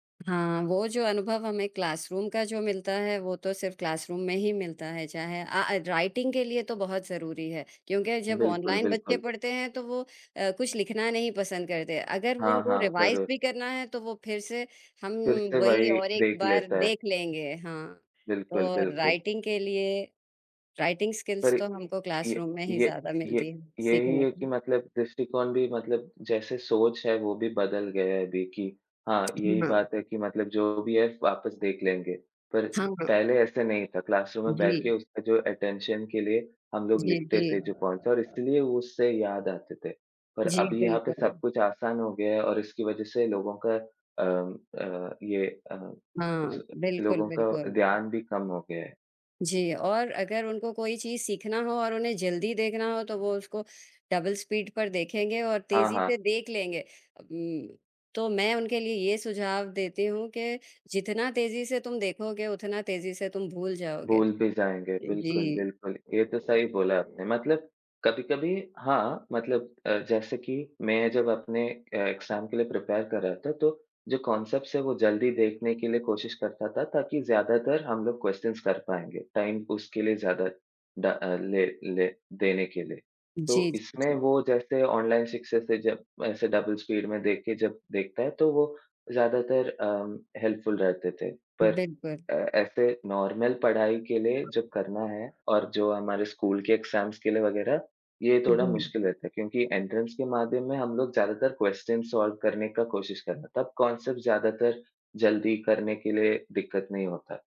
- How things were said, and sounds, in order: in English: "क्लासरूम"; in English: "क्लासरूम"; in English: "राइटिंग"; in English: "रिवाइज़"; in English: "राइटिंग"; in English: "राइटिंग स्किल्स"; in English: "क्लासरूम"; tapping; in English: "क्लासरूम"; in English: "अटेंशन"; other background noise; in English: "पॉइंट्स"; in English: "डबल स्पीड"; in English: "एग्ज़ाम"; in English: "प्रिपेयर"; in English: "कॉन्सेप्ट्स"; in English: "क्वेश्चन्स"; in English: "टाइम"; in English: "सक्सेस"; in English: "डबल स्पीड"; in English: "हेल्पफुल"; in English: "नॉर्मल"; in English: "एग्ज़ाम्स"; in English: "एंट्रेंस"; in English: "क्वेश्चन्स सॉल्व"; in English: "कॉन्सेप्ट"
- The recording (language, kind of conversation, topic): Hindi, unstructured, क्या ऑनलाइन शिक्षा ने आपके पढ़ने के तरीके में बदलाव किया है?
- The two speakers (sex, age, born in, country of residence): female, 35-39, India, India; male, 20-24, India, India